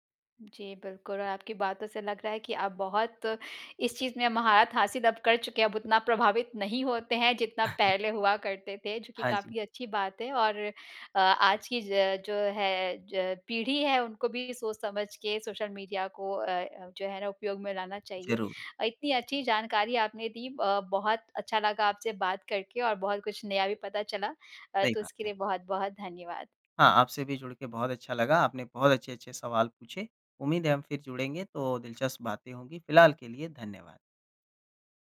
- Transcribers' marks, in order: chuckle
- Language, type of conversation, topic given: Hindi, podcast, सोशल मीडिया ने आपके स्टाइल को कैसे बदला है?